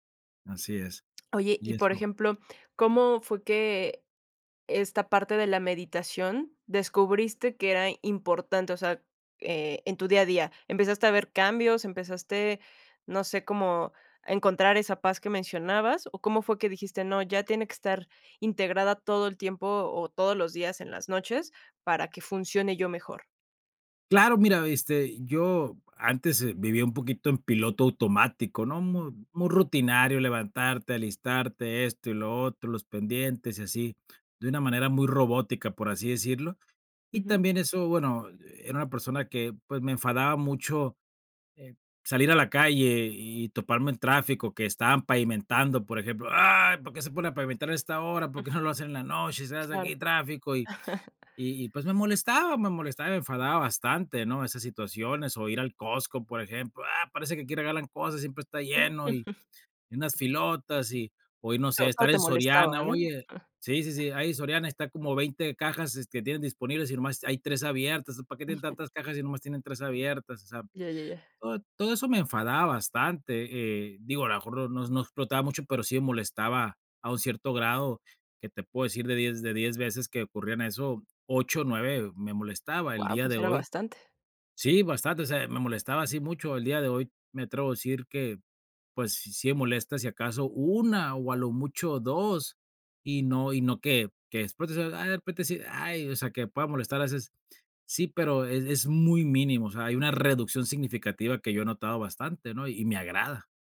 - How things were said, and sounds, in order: lip smack; other background noise; tapping; chuckle; laugh; giggle
- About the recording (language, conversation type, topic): Spanish, podcast, ¿Qué hábitos te ayudan a dormir mejor por la noche?